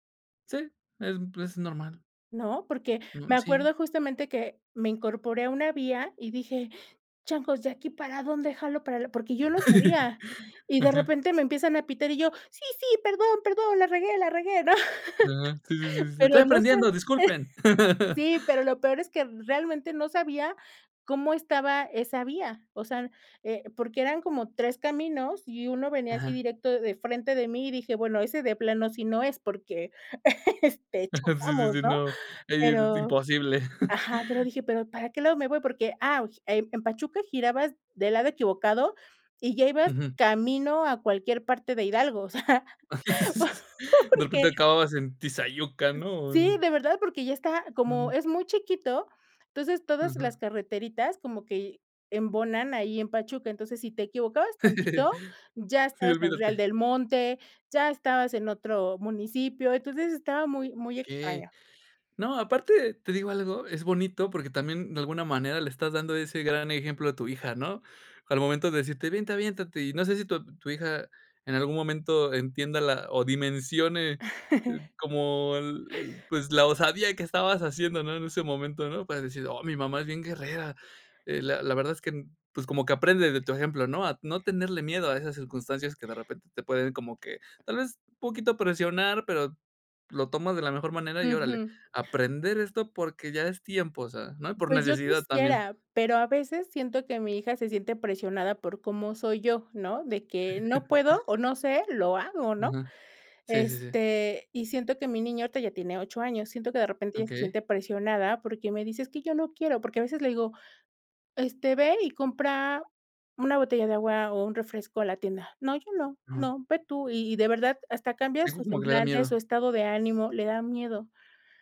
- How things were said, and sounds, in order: inhale; chuckle; chuckle; chuckle; chuckle; chuckle; laughing while speaking: "o sea porque"; chuckle; tapping; chuckle; chuckle
- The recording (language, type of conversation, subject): Spanish, podcast, ¿Cómo superas el miedo a equivocarte al aprender?